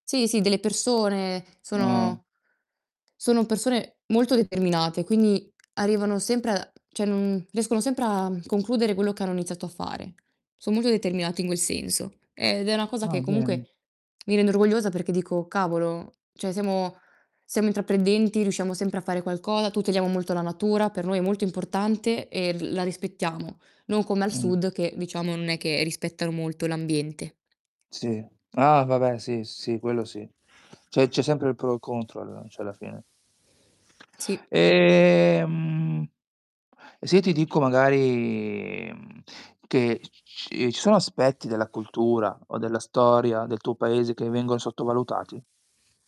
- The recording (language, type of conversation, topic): Italian, unstructured, Che cosa ti rende orgoglioso del tuo paese?
- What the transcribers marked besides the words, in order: distorted speech; "cioè" said as "ceh"; tapping; tongue click; "cioè" said as "ceh"; "qualcosa" said as "qualcoa"; static; "Cioè" said as "ceh"; "cioè" said as "ceh"; other background noise; drawn out: "Ehm"